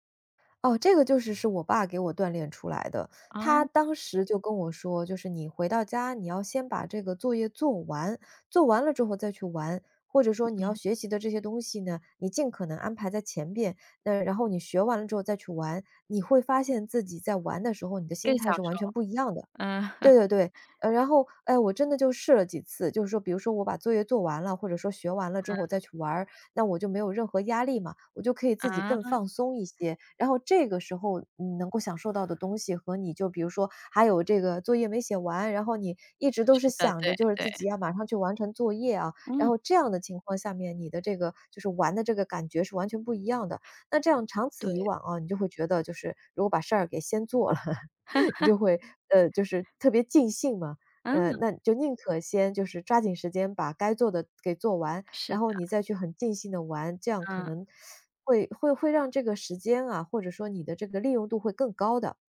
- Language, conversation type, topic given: Chinese, podcast, 你会怎样克服拖延并按计划学习？
- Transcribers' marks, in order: other background noise; chuckle; laugh; laughing while speaking: "了"; teeth sucking